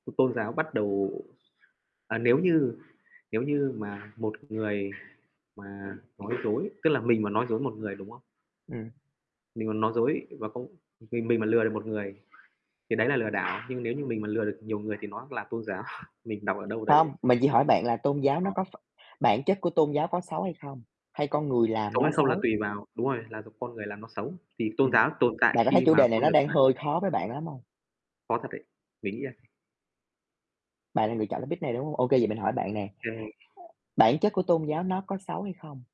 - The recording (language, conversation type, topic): Vietnamese, unstructured, Bạn cảm thấy thế nào khi tôn giáo bị lợi dụng để chia rẽ xã hội?
- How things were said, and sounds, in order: other background noise; laughing while speaking: "giáo"; unintelligible speech; tapping; in English: "topic"